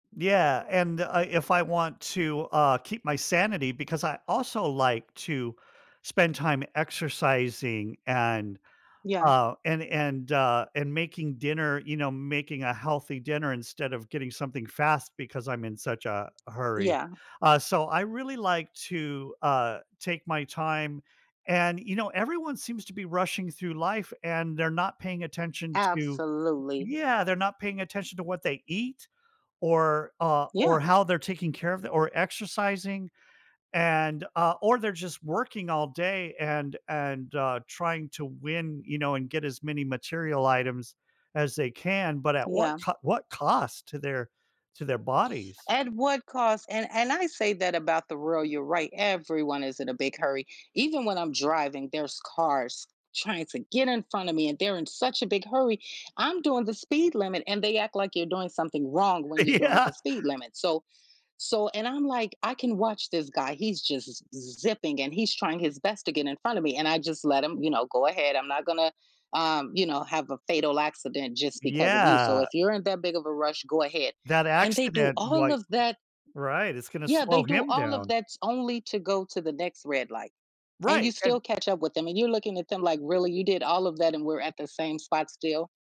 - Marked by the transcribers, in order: tapping; other background noise; chuckle
- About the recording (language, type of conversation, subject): English, unstructured, Why is it important to recognize and celebrate small successes in everyday life?
- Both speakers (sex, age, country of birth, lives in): female, 50-54, United States, United States; male, 55-59, United States, United States